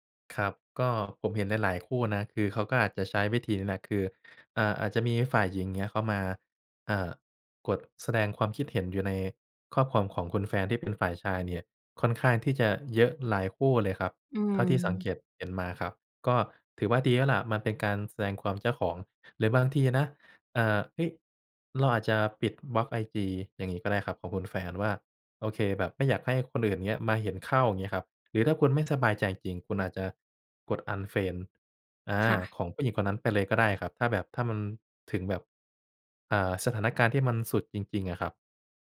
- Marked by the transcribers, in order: none
- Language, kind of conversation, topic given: Thai, advice, คุณควรทำอย่างไรเมื่อรู้สึกไม่เชื่อใจหลังพบข้อความน่าสงสัย?